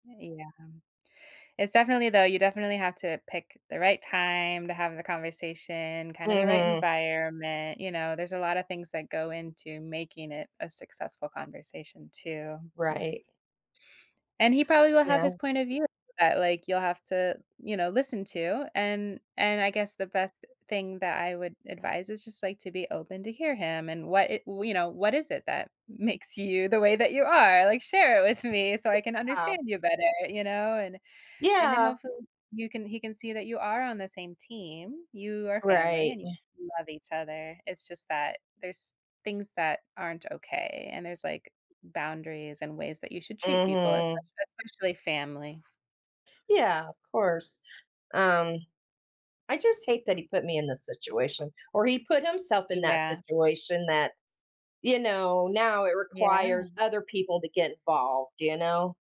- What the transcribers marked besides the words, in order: laughing while speaking: "makes you"
- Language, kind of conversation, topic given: English, advice, How do I approach a difficult conversation and keep it constructive?